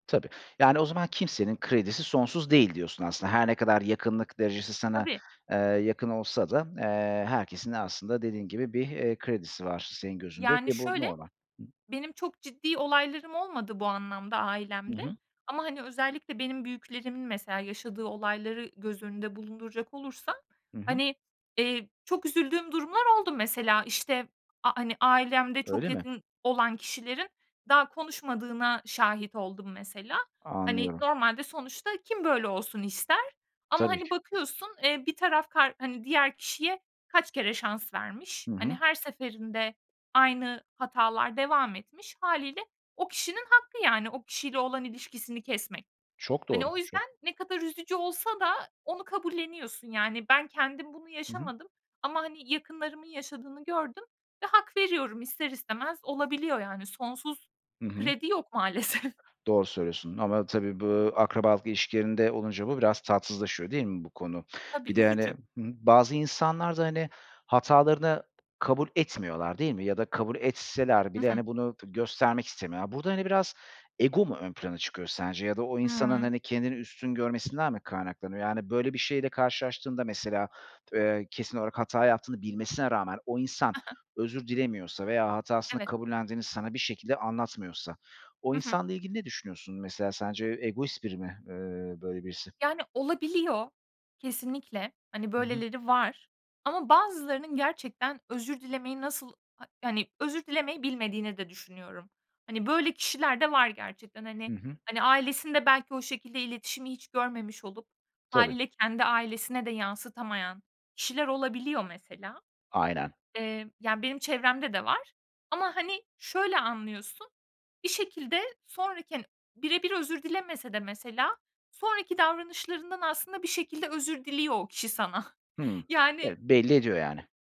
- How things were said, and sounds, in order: other background noise; tapping; laughing while speaking: "maalesef"
- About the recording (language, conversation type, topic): Turkish, podcast, Güven kırıldığında, güveni yeniden kurmada zaman mı yoksa davranış mı daha önemlidir?